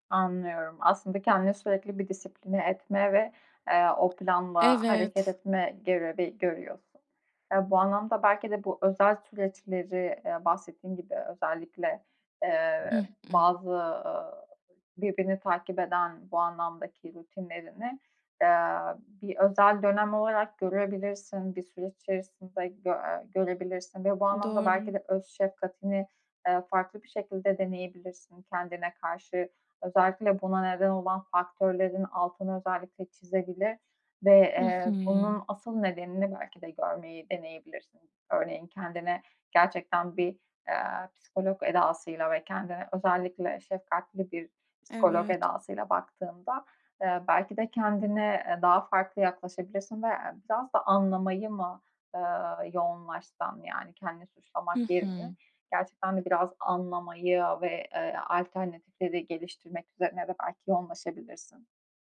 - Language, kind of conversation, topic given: Turkish, advice, Kendime sürekli sert ve yıkıcı şeyler söylemeyi nasıl durdurabilirim?
- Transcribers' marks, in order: other background noise